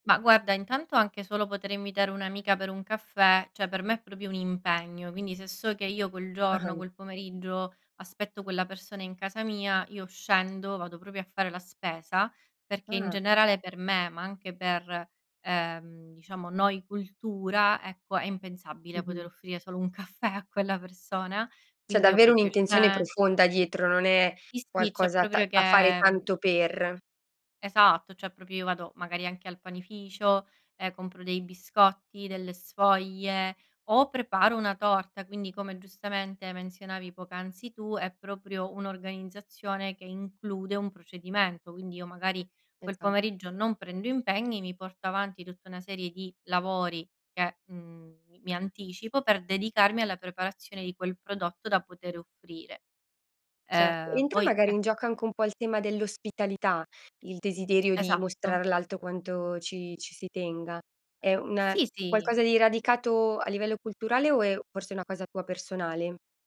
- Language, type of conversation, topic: Italian, podcast, Come fa il cibo a unire le persone nella tua zona?
- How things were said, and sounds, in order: "proprio" said as "propio"; "proprio" said as "propio"; laughing while speaking: "caffè"; "cioè" said as "ceh"; "proprio" said as "propio"; other background noise; tapping